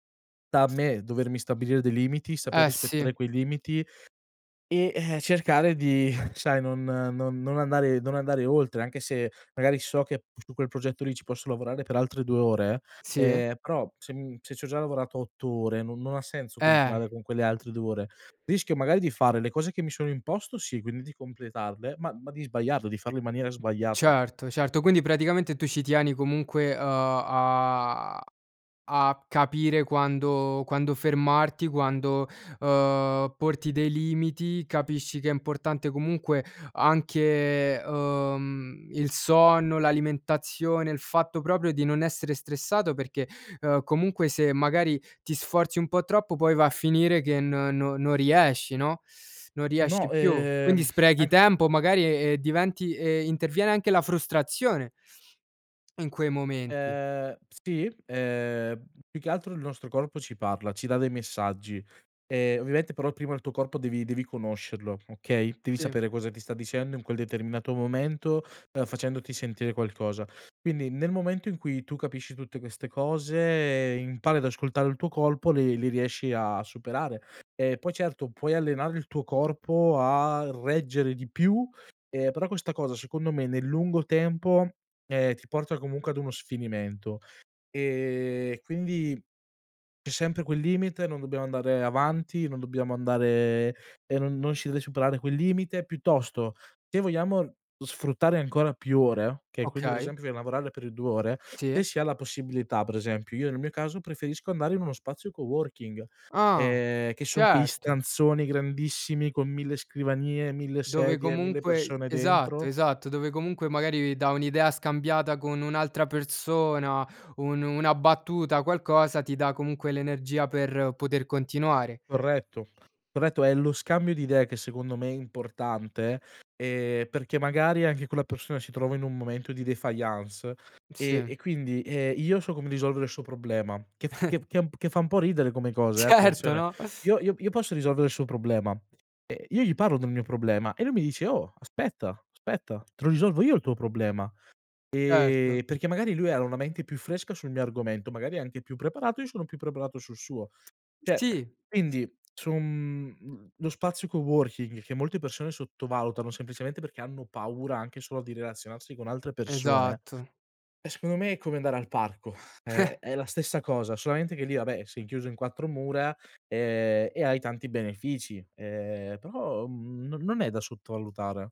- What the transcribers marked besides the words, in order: other background noise; exhale; tapping; "proprio" said as "propio"; unintelligible speech; "okay" said as "kay"; unintelligible speech; in English: "coworking"; in French: "défaillance"; chuckle; laughing while speaking: "Certo no?"; "Cioè" said as "ceh"; in English: "coworking"; chuckle; "vabbè" said as "abè"
- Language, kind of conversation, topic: Italian, podcast, Come superi il blocco creativo quando ti fermi, sai?